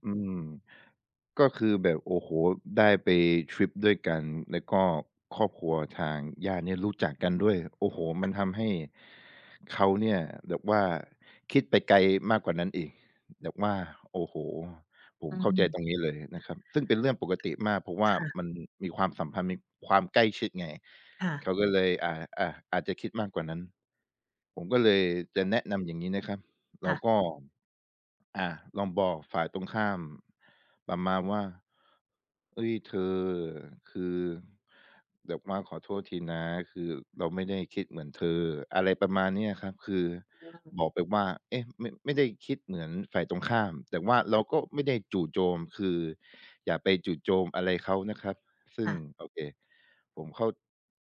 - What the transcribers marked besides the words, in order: tapping; other background noise
- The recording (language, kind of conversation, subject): Thai, advice, จะบอกเลิกความสัมพันธ์หรือมิตรภาพอย่างไรให้สุภาพและให้เกียรติอีกฝ่าย?